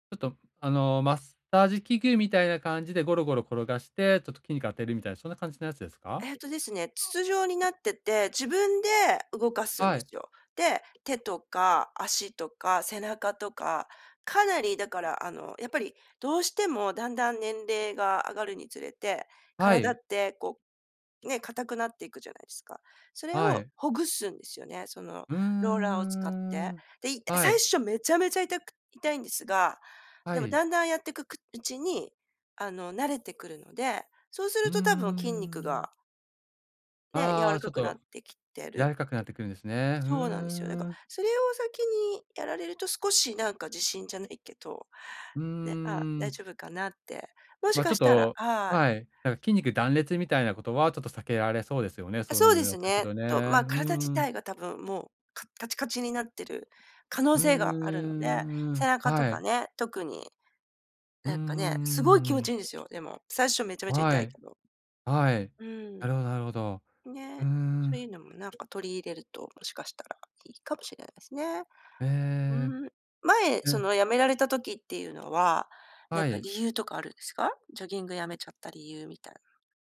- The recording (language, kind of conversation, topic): Japanese, advice, 新しい運動習慣を始めるのが怖いとき、どうやって最初の一歩を踏み出せばいいですか？
- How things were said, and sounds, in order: tapping